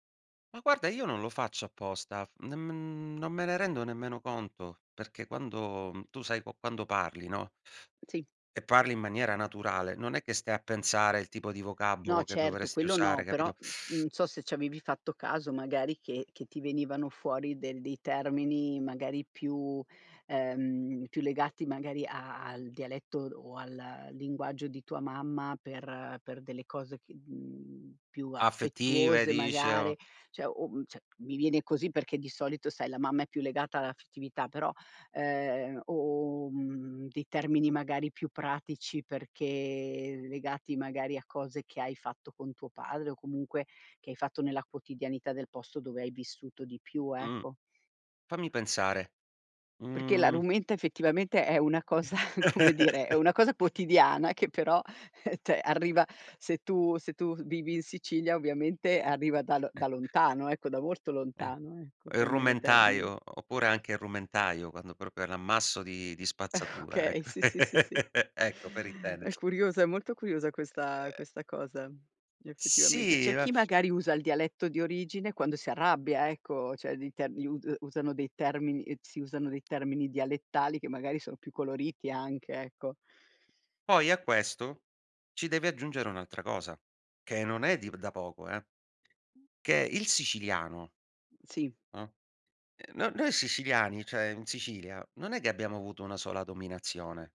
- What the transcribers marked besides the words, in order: "cioè" said as "ceh"; other background noise; chuckle; laughing while speaking: "cosa"; chuckle; chuckle; chuckle
- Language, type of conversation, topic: Italian, podcast, Che ruolo ha la lingua nella tua identità?